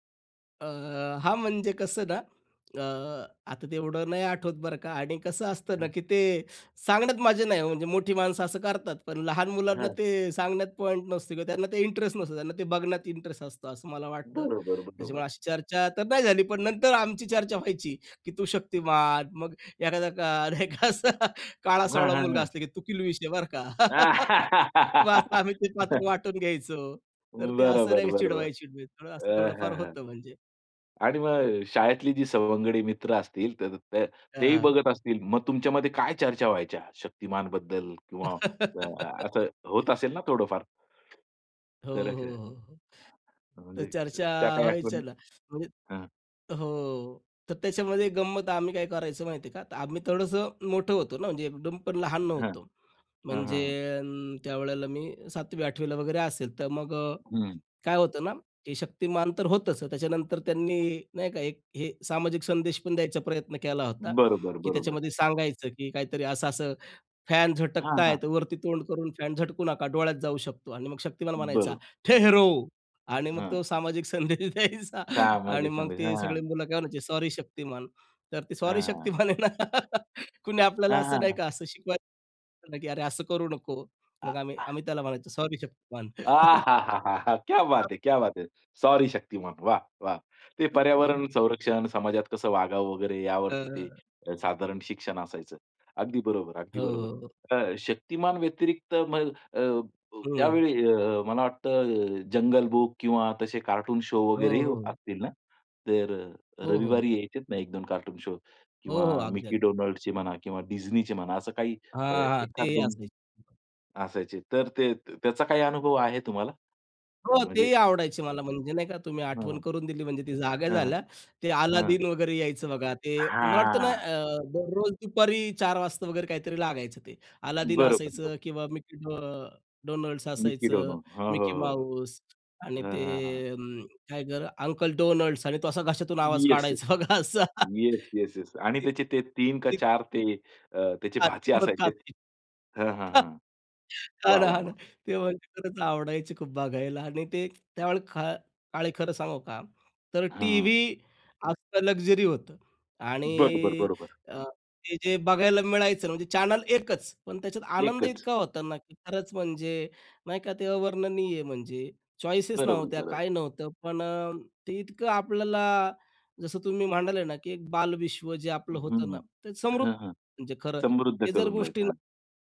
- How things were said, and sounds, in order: tapping; chuckle; laughing while speaking: "नाही का एक असा"; chuckle; laugh; other background noise; laugh; laugh; put-on voice: "ठहरो"; laughing while speaking: "संदेश द्यायचा"; laughing while speaking: "शक्तिमान आहे ना"; chuckle; anticipating: "आहाहाहा!"; laughing while speaking: "तर"; in Hindi: "क्या बात है! क्या बात है!"; other noise; drawn out: "हां"; laughing while speaking: "बघा असा"; chuckle; unintelligible speech; chuckle; laughing while speaking: "हां ना, हां ना"; in English: "लक्झरी"; in English: "चॅनल"; in English: "चॉईसेस"; unintelligible speech
- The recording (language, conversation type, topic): Marathi, podcast, लहानपणीचा आवडता टीव्ही शो कोणता आणि का?